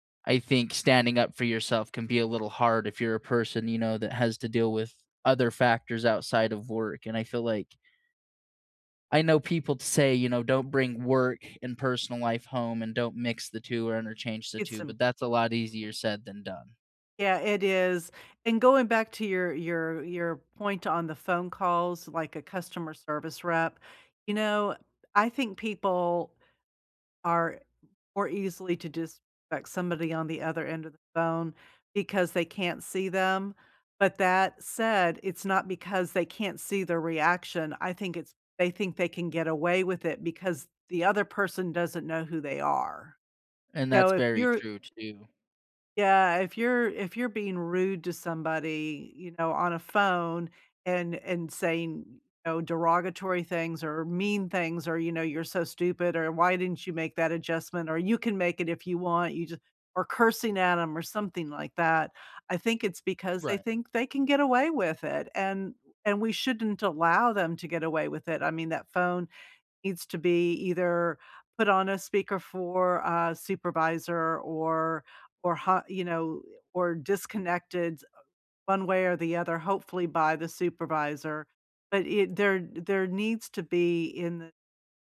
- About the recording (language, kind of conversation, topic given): English, unstructured, What is the best way to stand up for yourself?
- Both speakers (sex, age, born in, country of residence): female, 65-69, United States, United States; male, 25-29, United States, United States
- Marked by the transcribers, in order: none